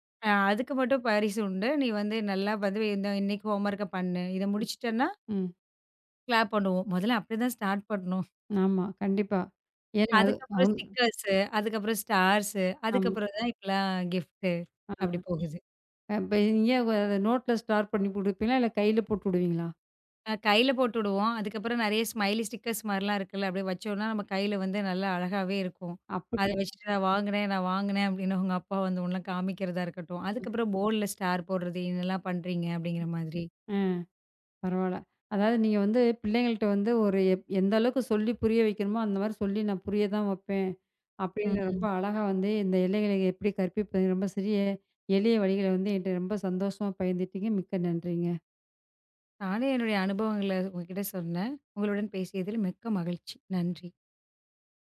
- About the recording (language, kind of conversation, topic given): Tamil, podcast, பிள்ளைகளிடம் எல்லைகளை எளிதாகக் கற்பிப்பதற்கான வழிகள் என்னென்ன என்று நீங்கள் நினைக்கிறீர்கள்?
- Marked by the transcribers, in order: in English: "ஹோம் ஒர்க்க"; other background noise; in English: "கிளாப்"; in English: "ஸ்டார்ட்"; in English: "ஸ்டிக்கர்ஸ்"; in English: "ஸ்டார்ஸ்"; in English: "கிப்ட்"; in English: "ஸ்டார் ஸ்டார்"; in English: "ஸ்மைலி ஸ்டிக்கர்ஸ்"; other noise; in English: "போர்ட்ல ஸ்டார்"